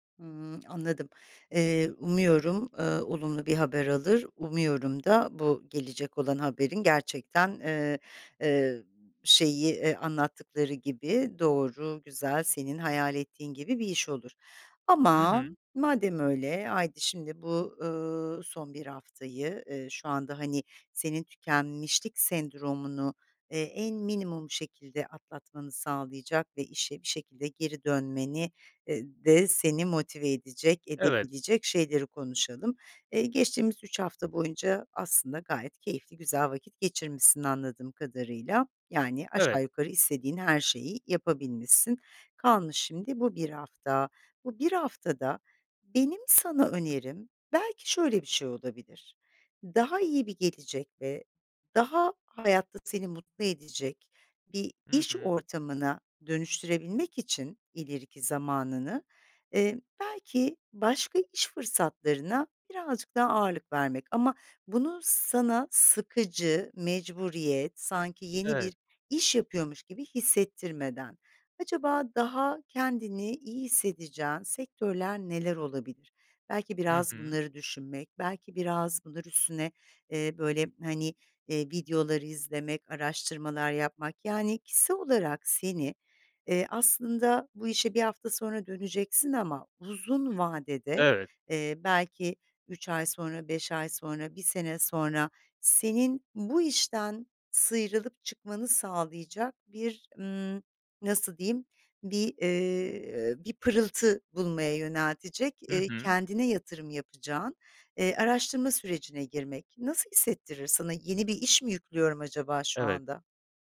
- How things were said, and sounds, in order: other background noise
- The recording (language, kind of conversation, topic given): Turkish, advice, İşten tükenmiş hissedip işe geri dönmekten neden korkuyorsun?